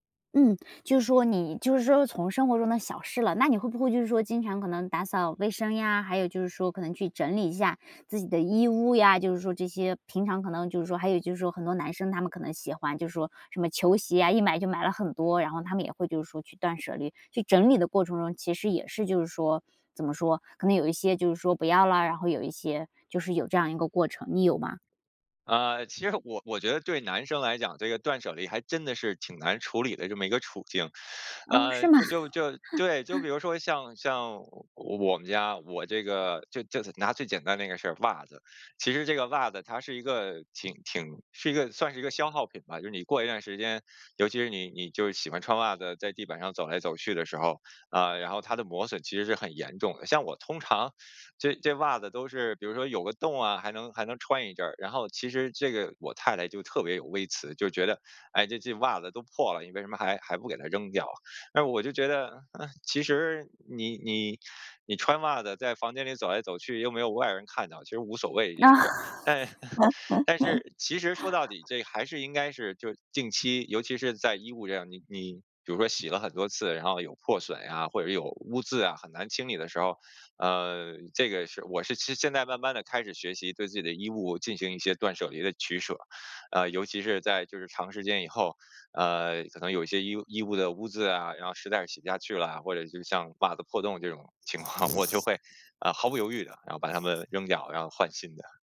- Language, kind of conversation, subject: Chinese, podcast, 你有哪些断舍离的经验可以分享？
- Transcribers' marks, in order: teeth sucking; laugh; laughing while speaking: "啊"; chuckle; laugh; laughing while speaking: "情况"; other noise